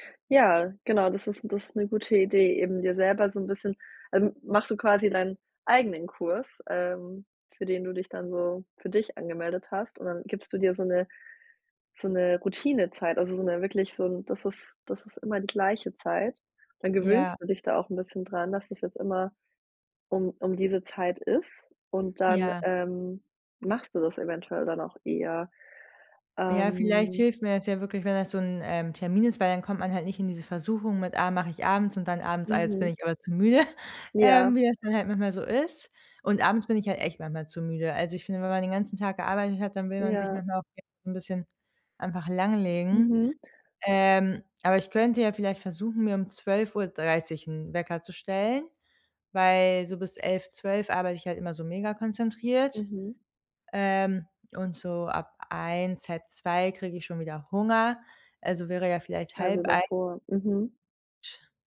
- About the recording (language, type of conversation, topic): German, advice, Wie sieht eine ausgewogene Tagesroutine für eine gute Lebensbalance aus?
- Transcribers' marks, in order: drawn out: "Ähm"; chuckle; unintelligible speech